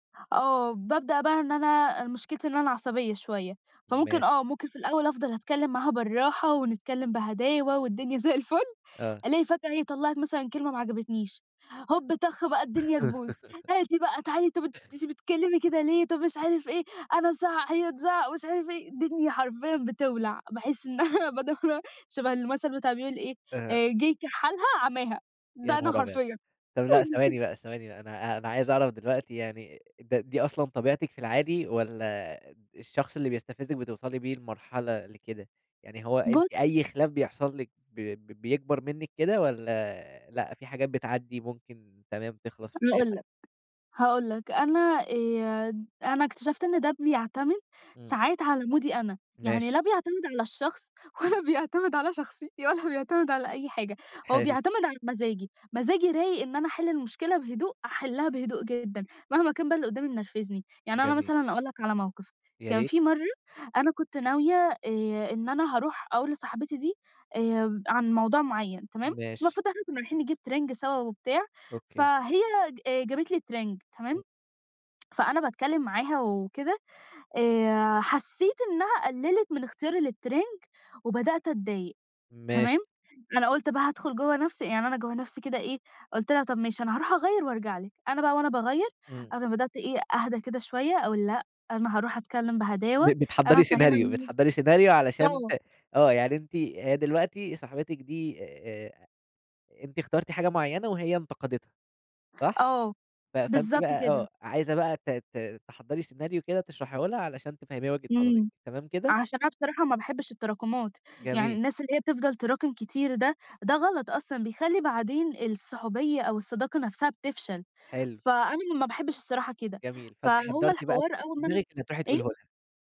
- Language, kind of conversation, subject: Arabic, podcast, إزاي بتتعامل مع خلاف بسيط مع صاحبك؟
- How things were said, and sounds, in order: laughing while speaking: "زي الفُل"; put-on voice: "هوب طخ بقى الدنيا تبوظ … ومش عارف إيه"; laugh; laughing while speaking: "إن أنا"; unintelligible speech; laugh; unintelligible speech; in English: "مودي"; laughing while speaking: "ولا بيعتمد على شخصيتي ولا بيعتمد على"; tapping; tsk